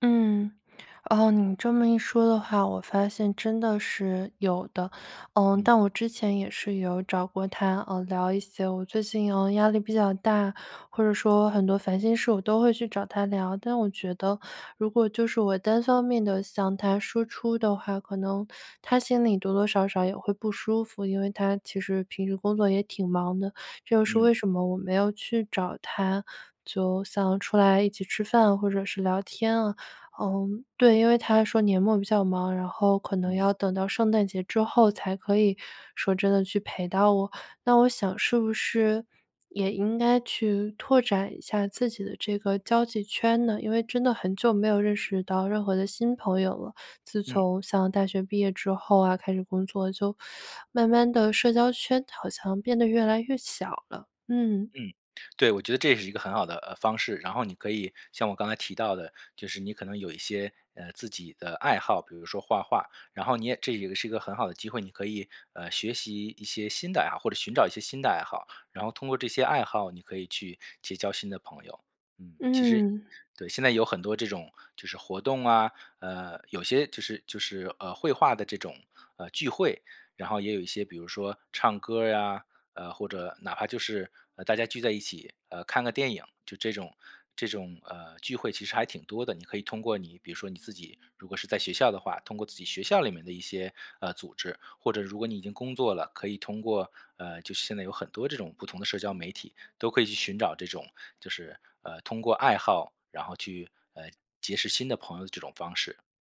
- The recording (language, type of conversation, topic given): Chinese, advice, 你在压力来临时为什么总会暴饮暴食？
- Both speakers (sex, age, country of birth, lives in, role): female, 25-29, China, United States, user; male, 35-39, China, United States, advisor
- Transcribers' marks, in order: teeth sucking; stressed: "爱好"; stressed: "聚会"